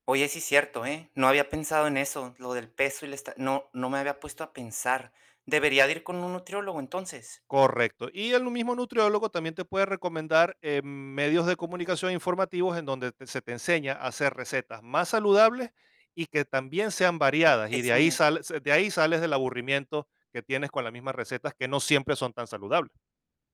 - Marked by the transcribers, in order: unintelligible speech
- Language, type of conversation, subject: Spanish, advice, ¿Cómo puedo dejar de aburrirme de las mismas recetas saludables y encontrar ideas nuevas?
- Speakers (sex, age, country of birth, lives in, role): male, 30-34, United States, United States, user; male, 50-54, Venezuela, Poland, advisor